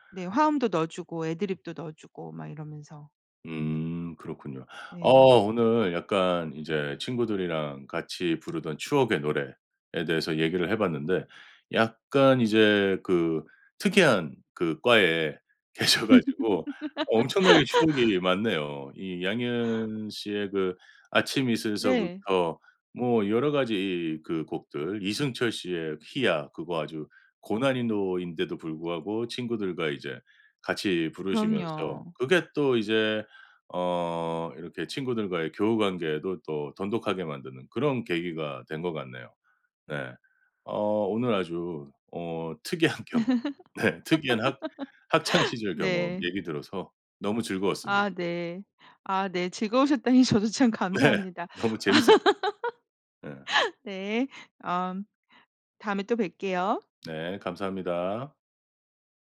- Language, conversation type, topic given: Korean, podcast, 친구들과 함께 부르던 추억의 노래가 있나요?
- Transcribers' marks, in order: laughing while speaking: "계셔"; laugh; laughing while speaking: "특이한 경험. 네 특이한 학 학창"; laugh; laughing while speaking: "네. 너무"; laughing while speaking: "저도 참"; laugh; other background noise